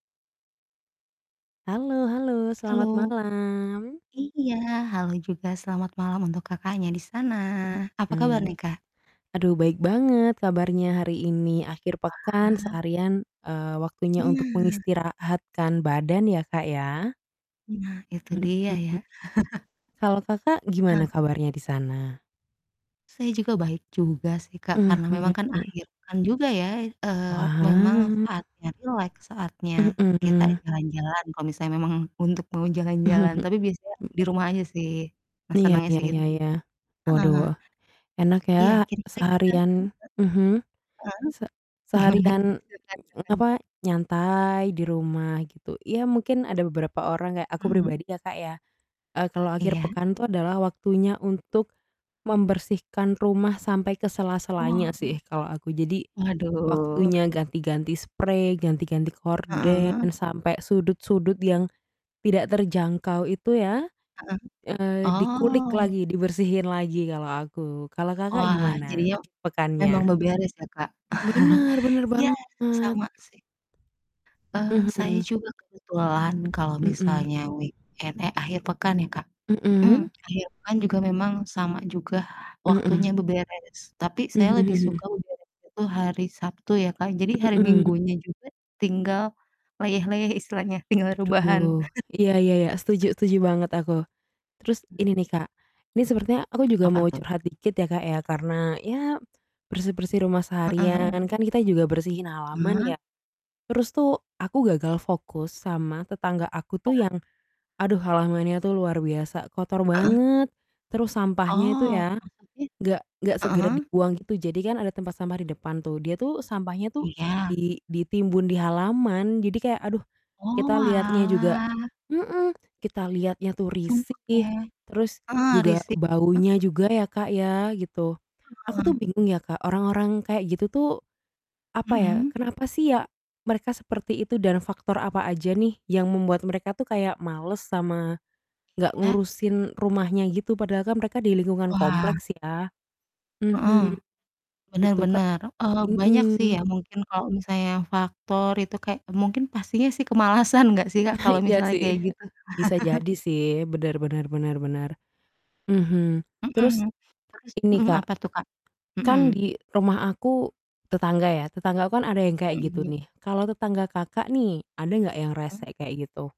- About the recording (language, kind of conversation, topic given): Indonesian, unstructured, Apa pendapatmu tentang warga yang tidak mau menjaga kebersihan lingkungan?
- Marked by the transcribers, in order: distorted speech; static; chuckle; tapping; chuckle; chuckle; in English: "weekend"; other background noise; chuckle; laugh